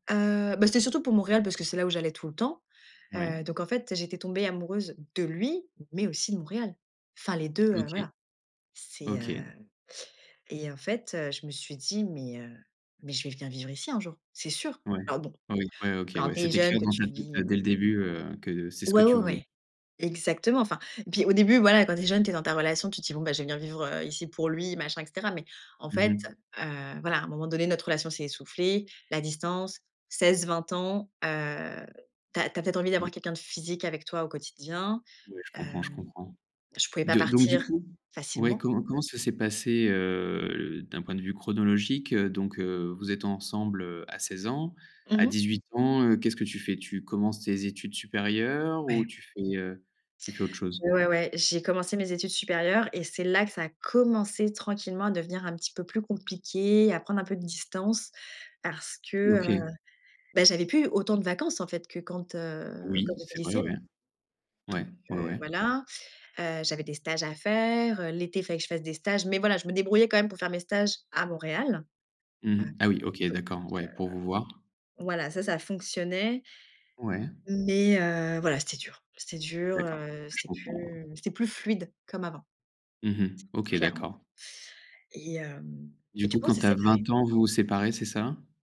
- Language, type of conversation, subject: French, podcast, Quel choix a défini la personne que tu es aujourd’hui ?
- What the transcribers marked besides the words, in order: drawn out: "heu"; other background noise